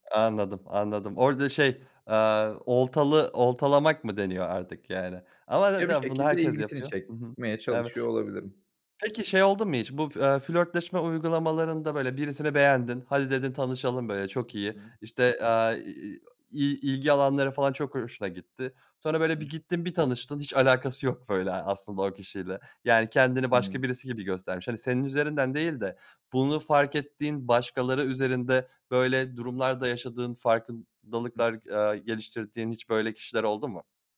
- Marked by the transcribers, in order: unintelligible speech
- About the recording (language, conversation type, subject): Turkish, podcast, Sosyal medyada gösterdiğin imaj ile gerçekteki sen arasında fark var mı?